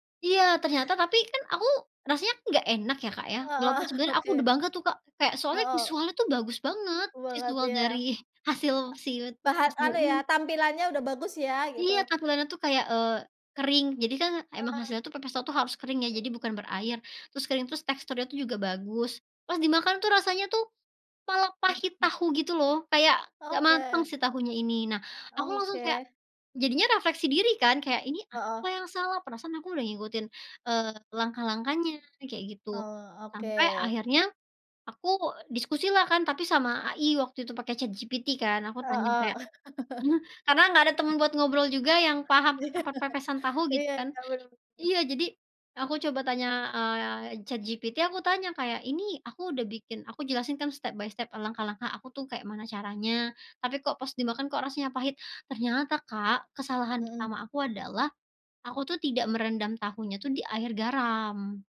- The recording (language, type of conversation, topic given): Indonesian, podcast, Bisakah kamu menceritakan pengalaman menyenangkan saat mencoba resep baru di dapur?
- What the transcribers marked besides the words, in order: laughing while speaking: "oke"; unintelligible speech; laughing while speaking: "dari"; chuckle; laugh; in English: "step by step"